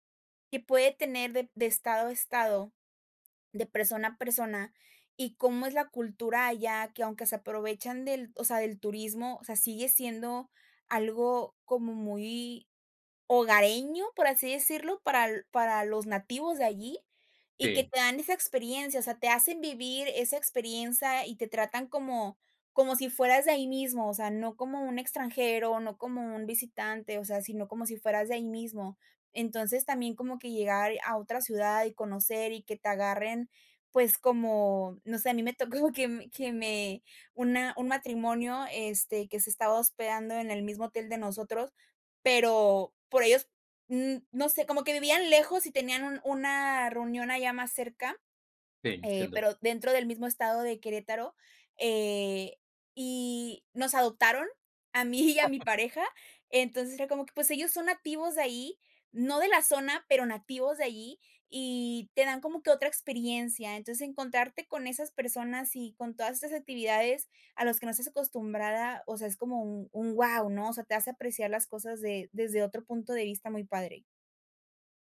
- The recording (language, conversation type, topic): Spanish, podcast, ¿Qué te fascina de viajar por placer?
- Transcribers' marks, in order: laughing while speaking: "tocó"; chuckle; chuckle